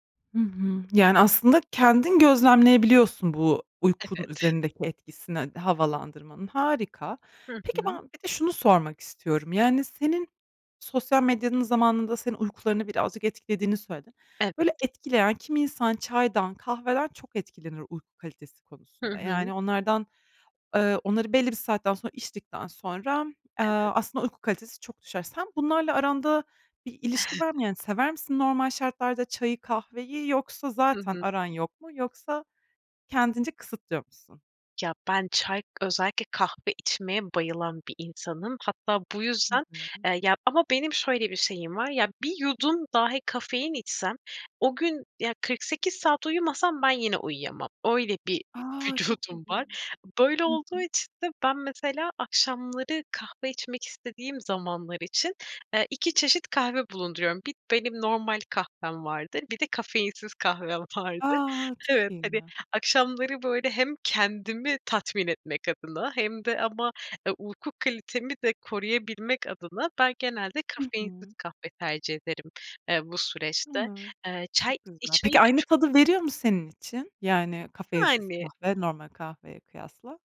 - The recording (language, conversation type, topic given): Turkish, podcast, Uyku düzenini iyileştirmek için neler yapıyorsunuz, tavsiye verebilir misiniz?
- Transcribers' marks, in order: other background noise; chuckle; other noise